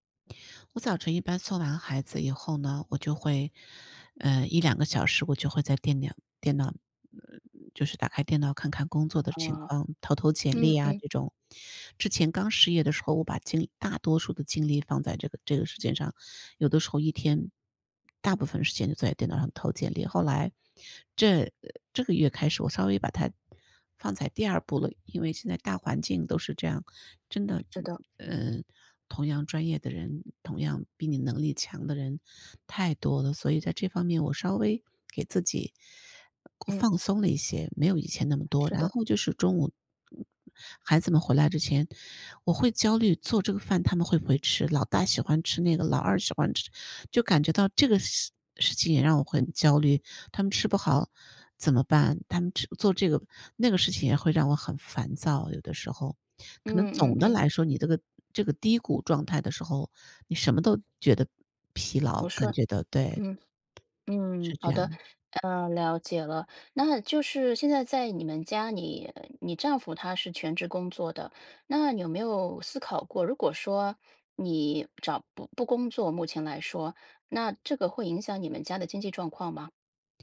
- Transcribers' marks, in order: inhale; "电脑" said as "电鸟"; other background noise
- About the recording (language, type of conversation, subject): Chinese, advice, 我怎么才能减少焦虑和精神疲劳？